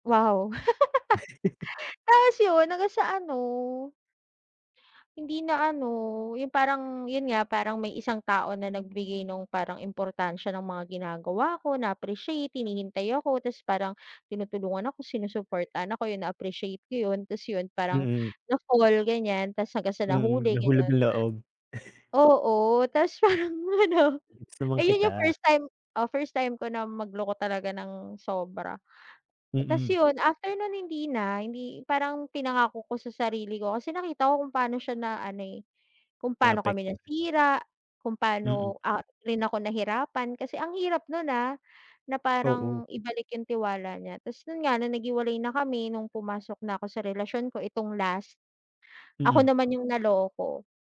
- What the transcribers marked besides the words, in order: laugh; chuckle; scoff; laughing while speaking: "parang ano"; other noise; other background noise
- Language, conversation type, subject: Filipino, unstructured, Ano ang nararamdaman mo kapag niloloko ka o pinagsasamantalahan?